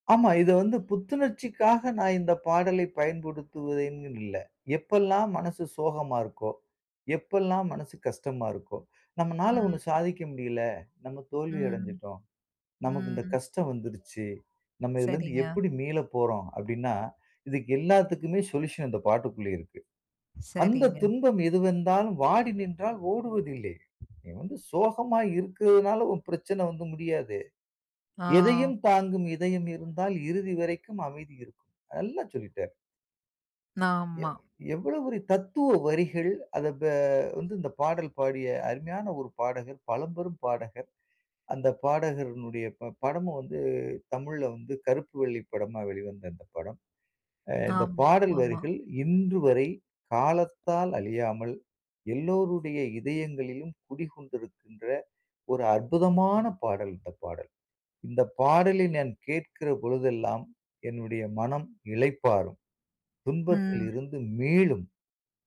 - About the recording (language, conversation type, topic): Tamil, podcast, கடினமான நாட்களில் உங்களுக்கு ஆறுதல் தரும் பாடல் எது?
- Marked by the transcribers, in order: in English: "சொல்யூஷன்"; tapping; "ஆமா" said as "நாமா"; other noise